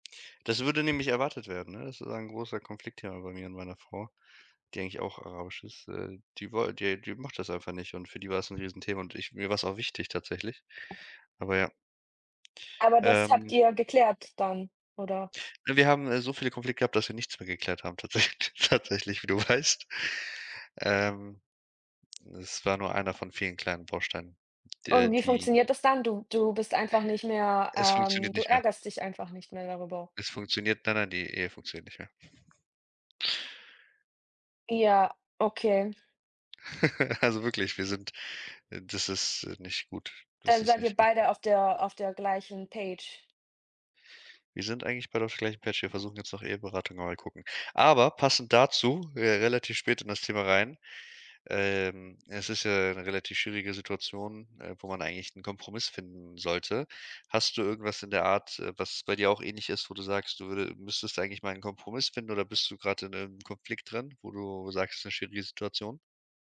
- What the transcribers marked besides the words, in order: other background noise; tapping; laughing while speaking: "tatsächlich, wie du weißt"; chuckle; chuckle; in English: "Page?"; in English: "Page"; stressed: "Aber"
- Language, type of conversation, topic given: German, unstructured, Wie findest du in einer schwierigen Situation einen Kompromiss?
- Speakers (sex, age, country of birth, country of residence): female, 30-34, Germany, Germany; male, 25-29, Germany, Germany